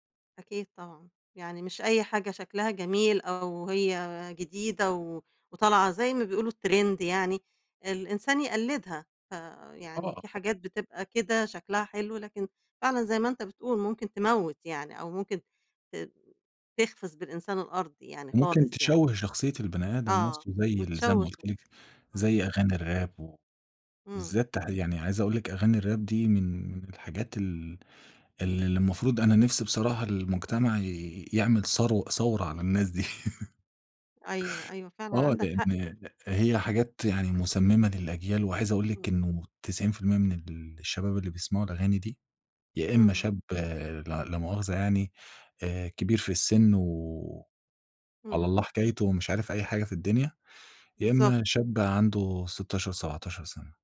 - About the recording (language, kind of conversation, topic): Arabic, podcast, إزاي بتحافظ على توازن بين الحداثة والأصالة؟
- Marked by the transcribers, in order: in English: "الtrend"; tapping; in English: "الراب"; in English: "الراب"; chuckle